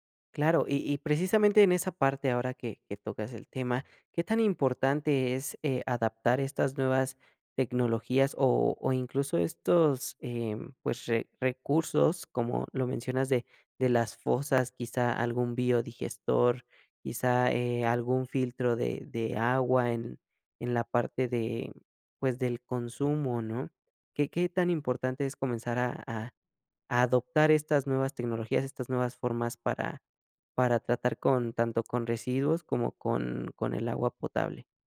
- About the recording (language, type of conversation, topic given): Spanish, podcast, ¿Qué consejos darías para ahorrar agua en casa?
- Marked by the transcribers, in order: tapping